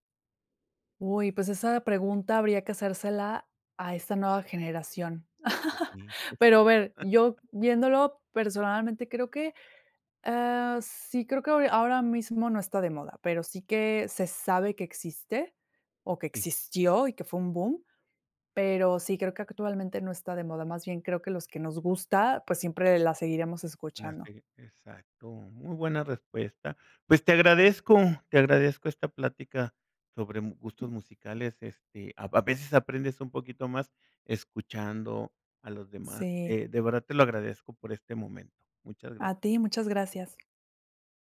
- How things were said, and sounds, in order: chuckle; other background noise; tapping
- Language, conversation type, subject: Spanish, podcast, ¿Cómo ha cambiado tu gusto musical con los años?